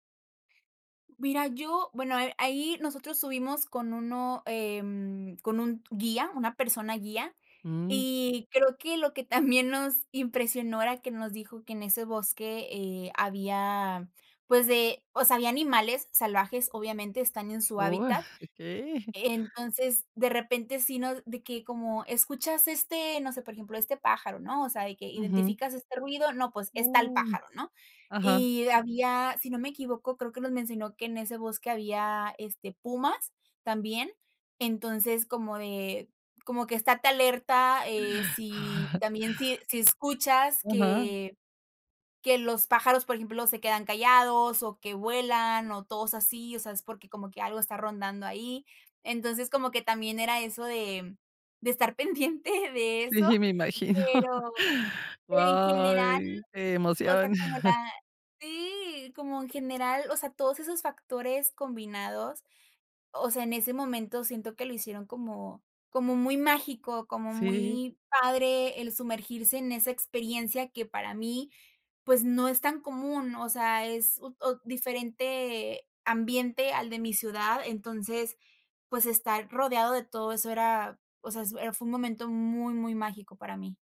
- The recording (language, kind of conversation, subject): Spanish, podcast, Cuéntame sobre una experiencia que te conectó con la naturaleza
- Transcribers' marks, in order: other background noise; laughing while speaking: "también"; chuckle; laughing while speaking: "Sí, si me imagino"; laughing while speaking: "pendiente"; chuckle; chuckle